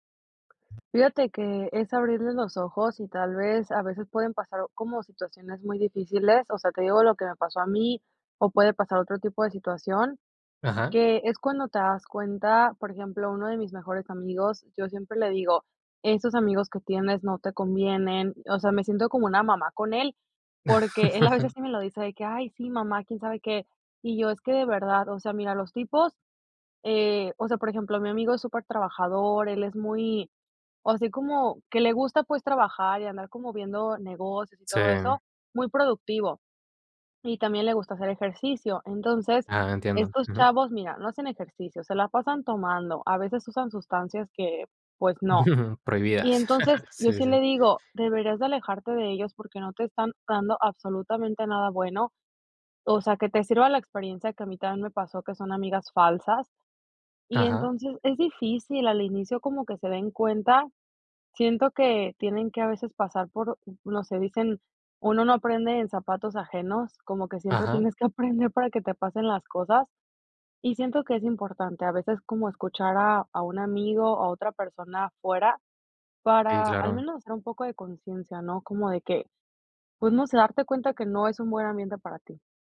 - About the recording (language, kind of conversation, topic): Spanish, podcast, ¿Cómo afecta a tus relaciones un cambio personal profundo?
- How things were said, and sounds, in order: other background noise; laugh; laughing while speaking: "veces"; chuckle; laughing while speaking: "siempre tienes que aprender"